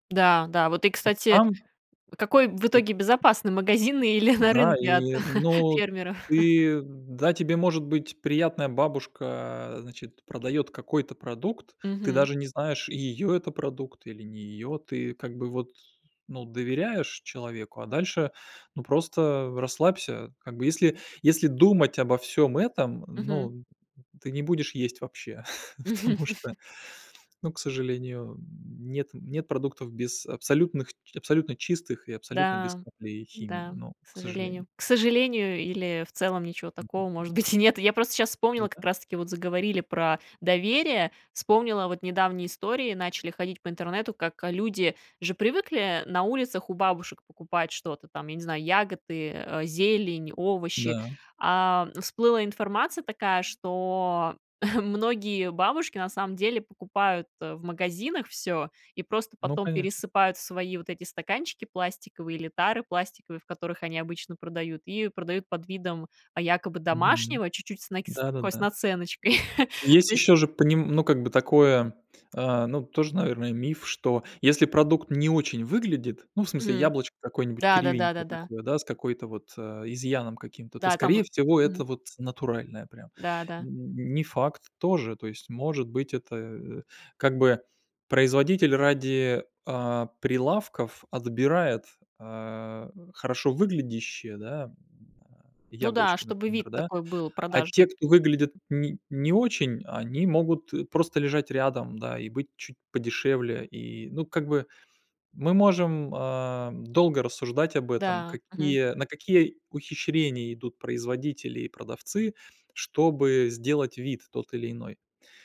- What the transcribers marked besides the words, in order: other background noise; laughing while speaking: "на рынке от фермеров?"; laughing while speaking: "потому что"; laugh; laughing while speaking: "и нет"; chuckle; chuckle
- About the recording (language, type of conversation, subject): Russian, podcast, Как отличить настоящее органическое от красивой этикетки?